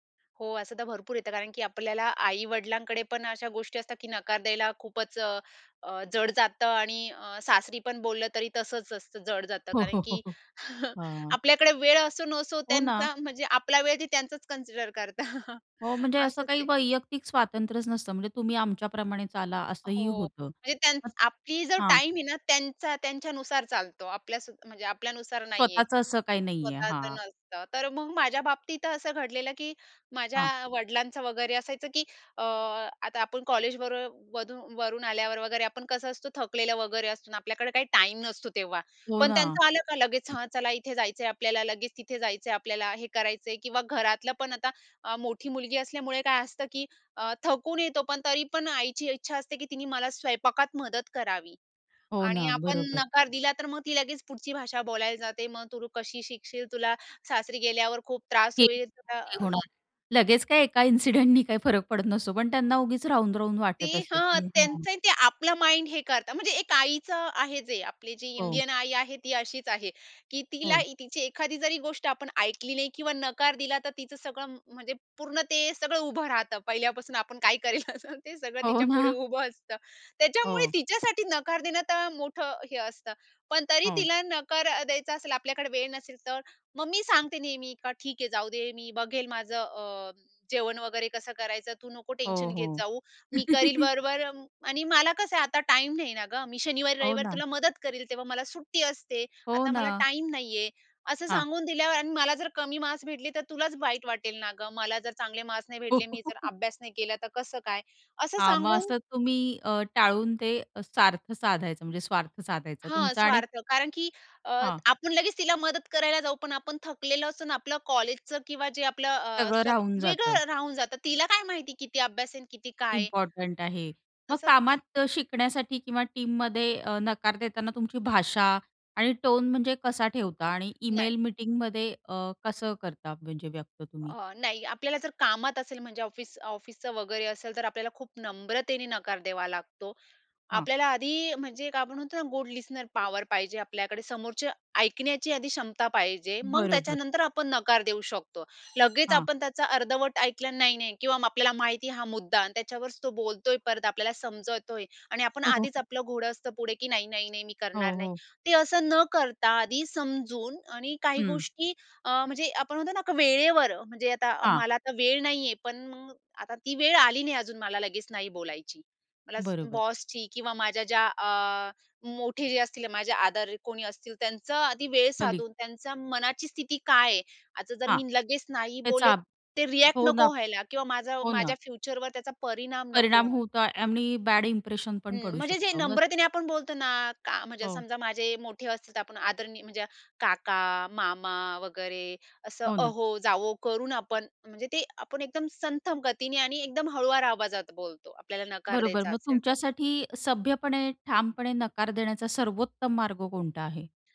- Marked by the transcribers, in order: other noise; laughing while speaking: "हो, हो, हो"; chuckle; in English: "कन्सिडर"; chuckle; horn; unintelligible speech; in English: "माइंड"; laughing while speaking: "काय करेल असं ते सगळं"; laughing while speaking: "हो ना"; tapping; other background noise; laugh; laugh; in English: "इम्पोर्टंट"; in English: "टीममध्ये"; in English: "गुड लिस्टनर"; alarm; chuckle; in English: "कलीग"; "आणि" said as "आमणि"
- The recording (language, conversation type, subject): Marathi, podcast, वेळ नसेल तर तुम्ही नकार कसा देता?